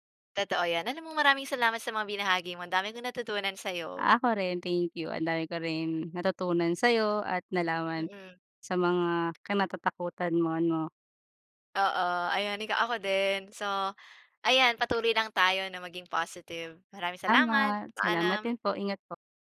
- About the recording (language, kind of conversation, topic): Filipino, unstructured, Ano ang pinakakinatatakutan mong mangyari sa kinabukasan mo?
- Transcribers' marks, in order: wind; tapping